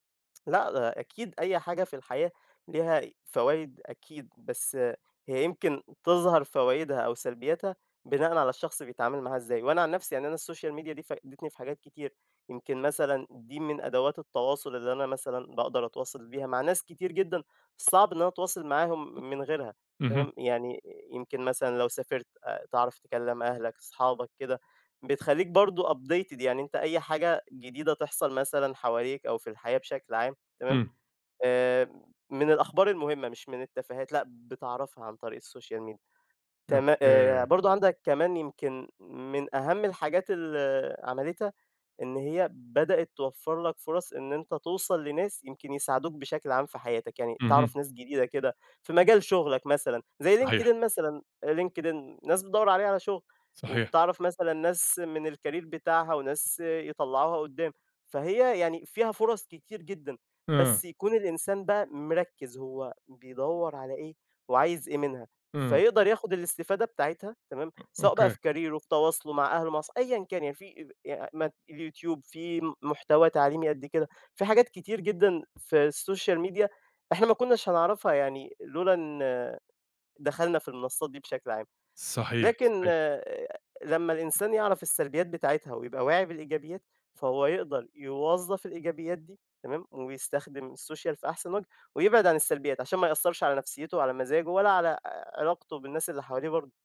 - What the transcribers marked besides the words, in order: tsk; in English: "السوشيال ميديا"; in English: "updated"; in English: "السوشيال ميديا"; in English: "الcareer"; in English: "كاريره"; in English: "السوشيال ميديا"; tapping; in English: "السوشيال"
- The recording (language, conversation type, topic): Arabic, podcast, إزاي تعرف إن السوشيال ميديا بتأثر على مزاجك؟